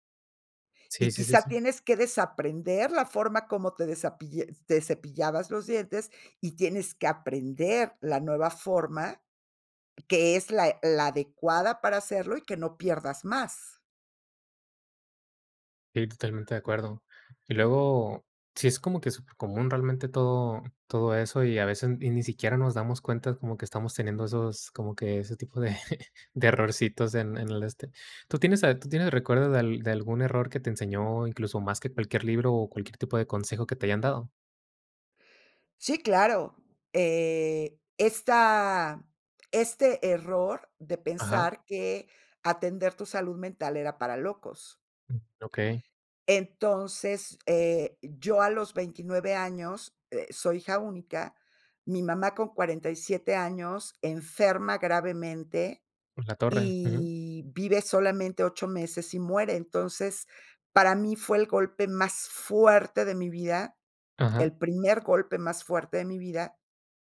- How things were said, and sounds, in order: laugh
- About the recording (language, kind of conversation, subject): Spanish, podcast, ¿Qué papel cumple el error en el desaprendizaje?